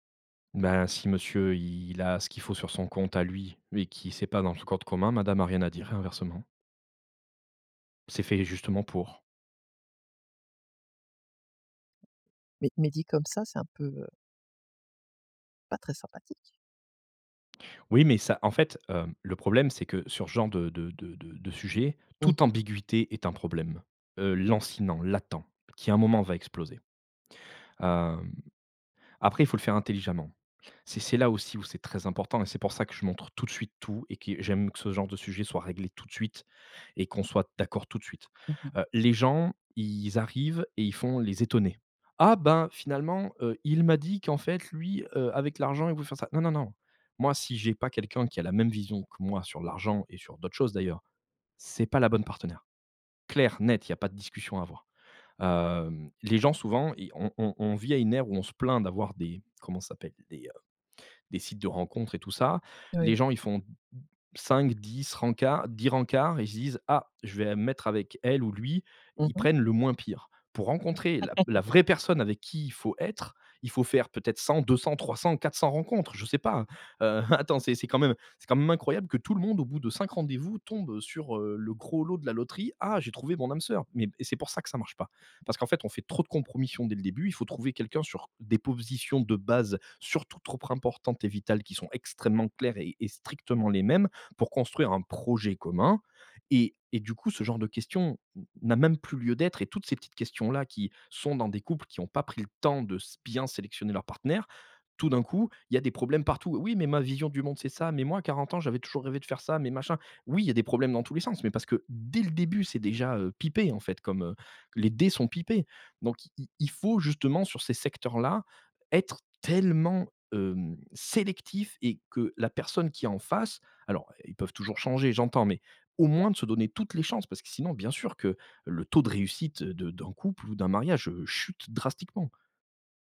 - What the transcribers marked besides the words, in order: drawn out: "il"; put-on voice: "Ah ben finalement, heu, il … veut faire ça"; laugh; chuckle; "importantes" said as "rimportantes"; put-on voice: "Oui mais ma vision du … ça. Mais machin"; stressed: "dès"; stressed: "tellement"; stressed: "sélectif"
- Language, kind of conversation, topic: French, podcast, Comment parles-tu d'argent avec ton partenaire ?
- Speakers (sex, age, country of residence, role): female, 45-49, France, host; male, 35-39, France, guest